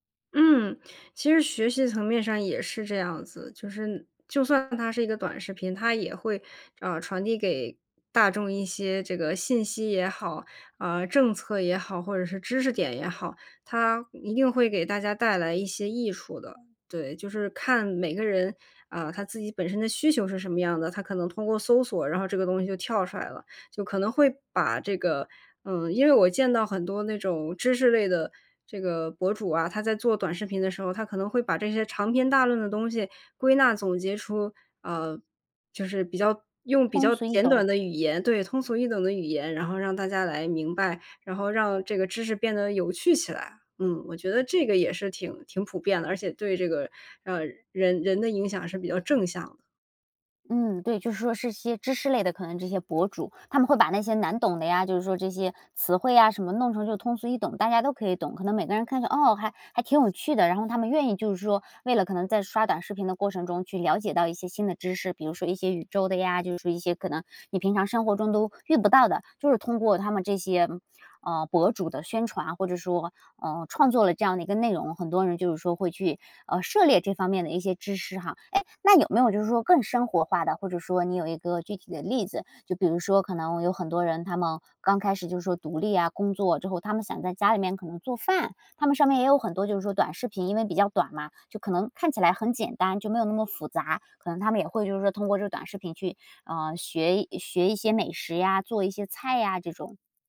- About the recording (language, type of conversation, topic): Chinese, podcast, 短视频是否改变了人们的注意力，你怎么看？
- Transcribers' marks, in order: other background noise; tapping